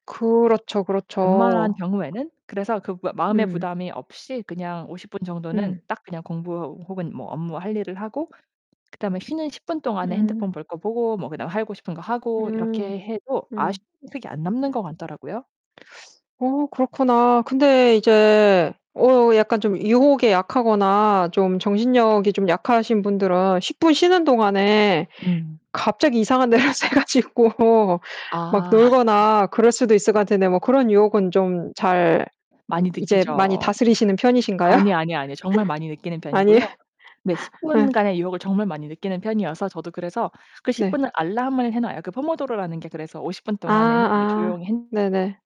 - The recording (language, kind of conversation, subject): Korean, podcast, 공부할 때 집중력을 어떻게 끌어올릴 수 있을까요?
- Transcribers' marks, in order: other background noise; tapping; distorted speech; unintelligible speech; laughing while speaking: "데로 새 가지고"; laugh; laugh